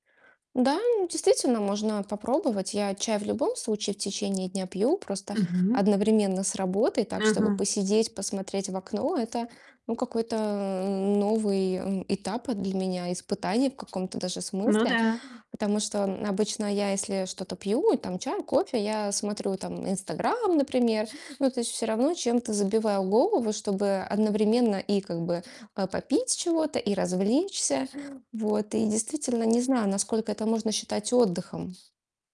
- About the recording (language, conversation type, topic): Russian, advice, Как лучше распределять работу и отдых в течение дня?
- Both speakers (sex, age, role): female, 35-39, user; female, 45-49, advisor
- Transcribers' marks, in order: other background noise; distorted speech; tapping